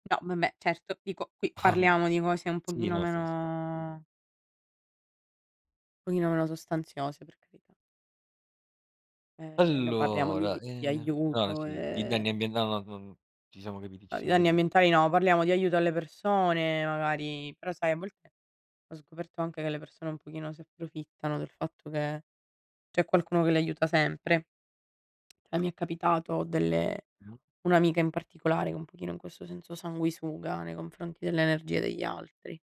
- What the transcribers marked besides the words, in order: chuckle; drawn out: "meno"; drawn out: "e"; tsk
- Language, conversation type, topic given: Italian, unstructured, Qual è la cosa più difficile da accettare di te stesso?